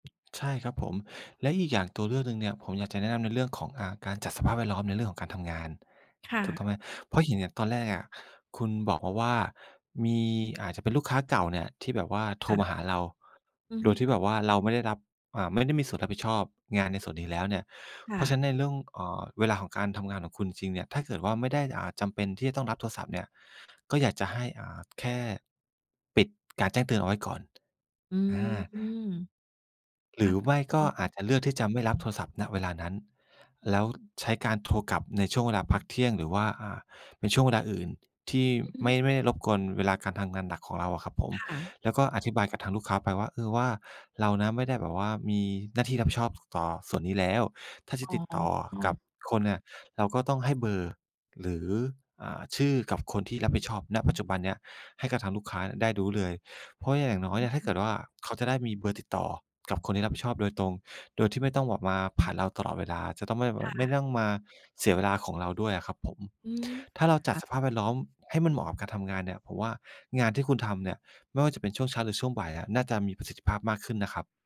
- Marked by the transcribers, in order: tapping; unintelligible speech; other background noise
- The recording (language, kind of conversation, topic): Thai, advice, ฉันควรเริ่มจากตรงไหนดีถ้ารักษาสมาธิให้จดจ่อได้นานๆ ทำได้ยาก?